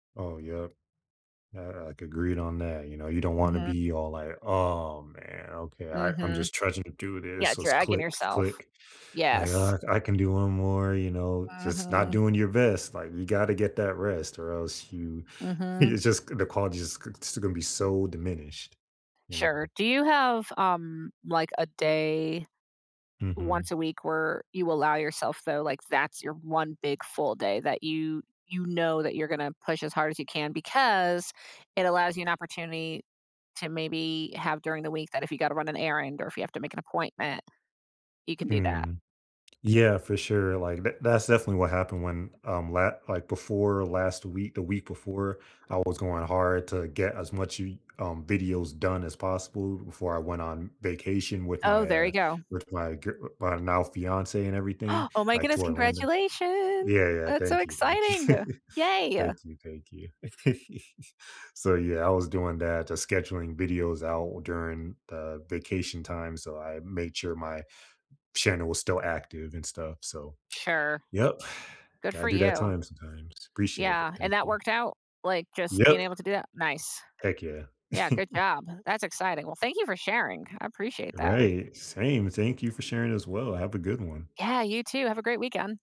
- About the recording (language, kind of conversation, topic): English, unstructured, How can I balance competing hobbies when I want to try everything?
- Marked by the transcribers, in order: stressed: "because"; tapping; gasp; joyful: "Congratulation"; laughing while speaking: "you"; chuckle; chuckle; other background noise